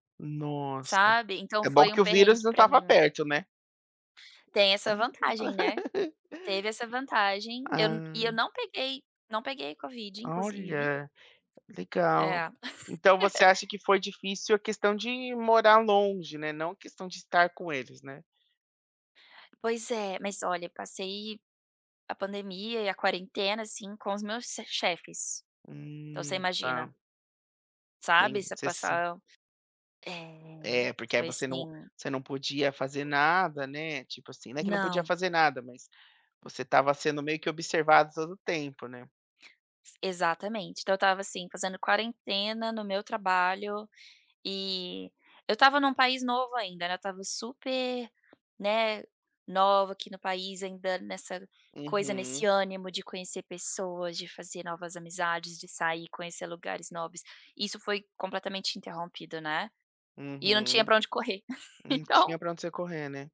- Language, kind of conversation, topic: Portuguese, podcast, Conta um perrengue que virou história pra contar?
- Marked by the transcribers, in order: tapping; other background noise; laugh; laugh